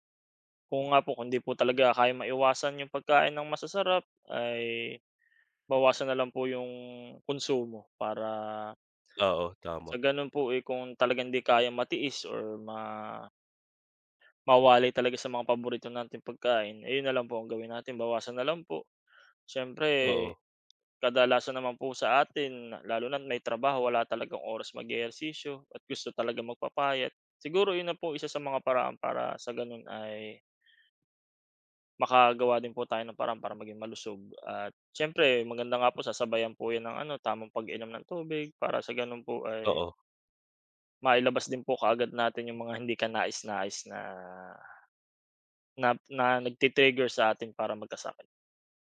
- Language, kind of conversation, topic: Filipino, unstructured, Ano ang ginagawa mo araw-araw para mapanatili ang kalusugan mo?
- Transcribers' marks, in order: tapping; "na" said as "nan"